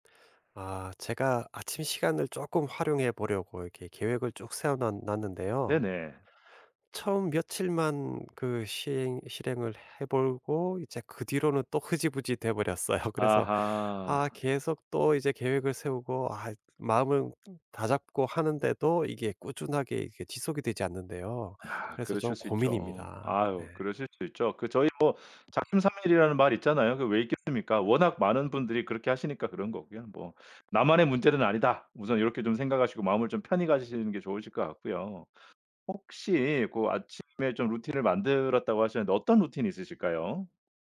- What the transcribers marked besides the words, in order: laughing while speaking: "버렸어요"; other background noise
- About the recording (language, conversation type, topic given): Korean, advice, 아침 일과를 만들었는데도 자꾸 미루게 되는 이유는 무엇인가요?